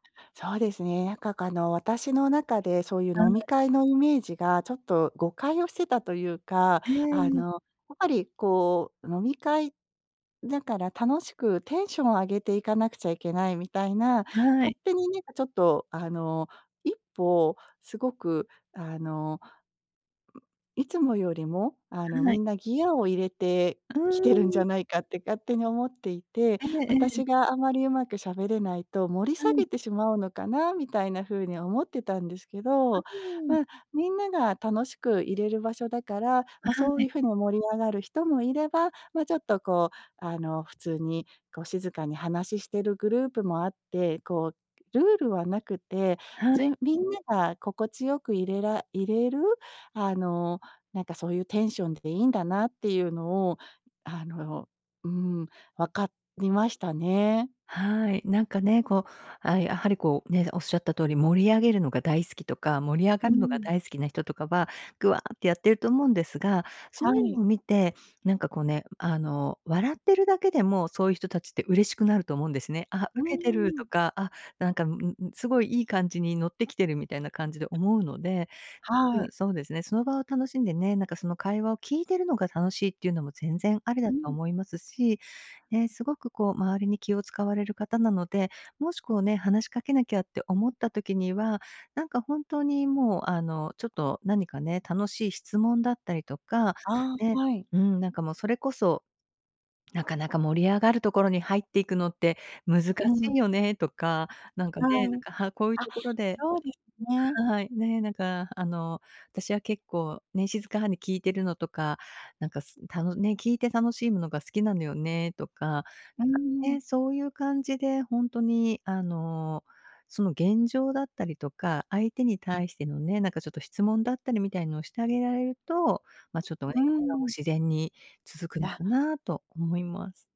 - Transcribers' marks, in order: other background noise
- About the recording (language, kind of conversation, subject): Japanese, advice, 大勢の場で会話を自然に続けるにはどうすればよいですか？